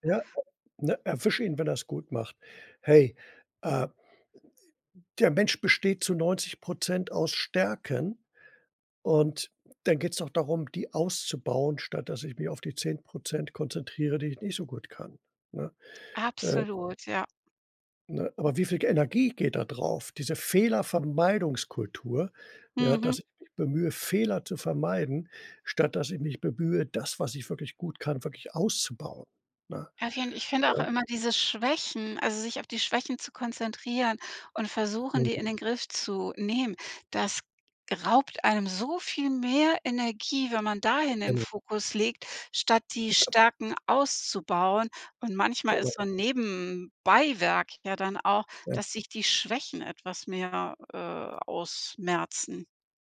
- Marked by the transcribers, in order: unintelligible speech; unintelligible speech; unintelligible speech
- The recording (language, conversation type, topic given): German, podcast, Wie gehst du mit Selbstzweifeln um?